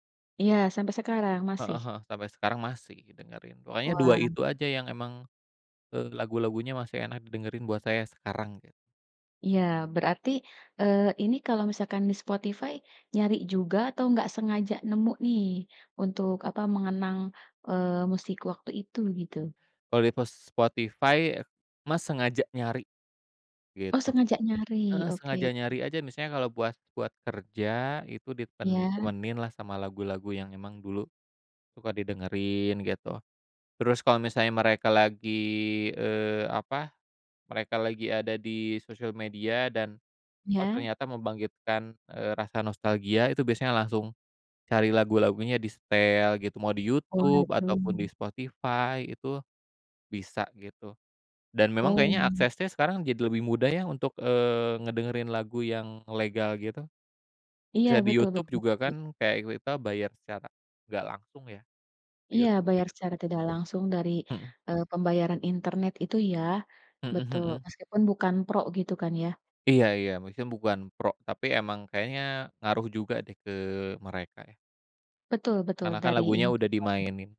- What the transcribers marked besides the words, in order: other background noise
- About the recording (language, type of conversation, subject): Indonesian, podcast, Musik apa yang sering diputar di rumah saat kamu kecil, dan kenapa musik itu berkesan bagi kamu?